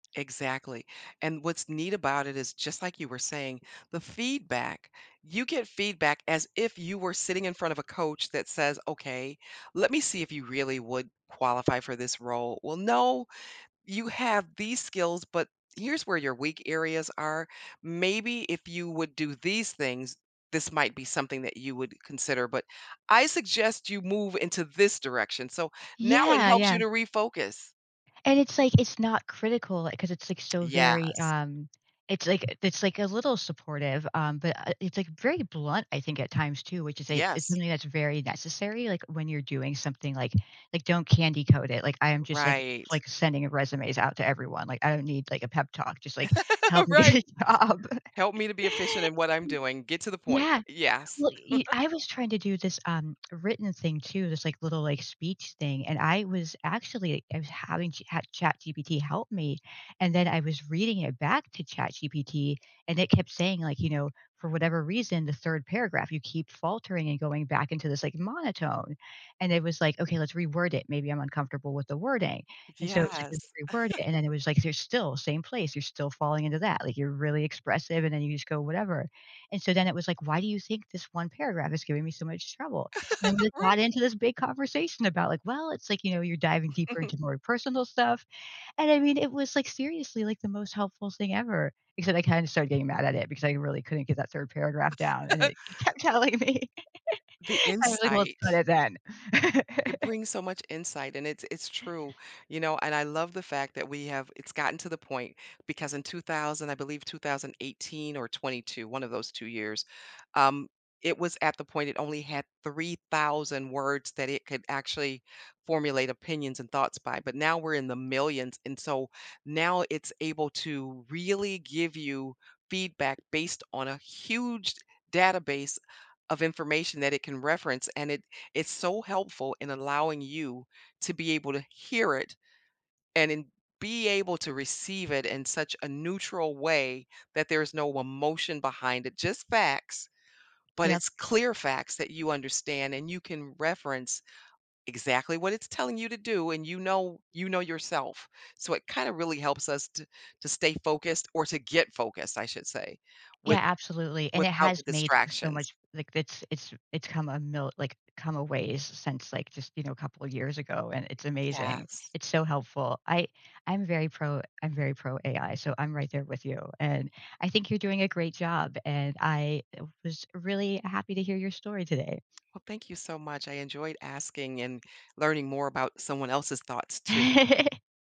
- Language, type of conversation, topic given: English, podcast, How do workplace challenges shape your professional growth and outlook?
- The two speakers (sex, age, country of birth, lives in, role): female, 45-49, United States, United States, host; female, 60-64, United States, United States, guest
- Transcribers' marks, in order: tapping; laugh; laughing while speaking: "get a job"; chuckle; unintelligible speech; chuckle; laugh; chuckle; laugh; laughing while speaking: "telling me"; laugh; other background noise; laugh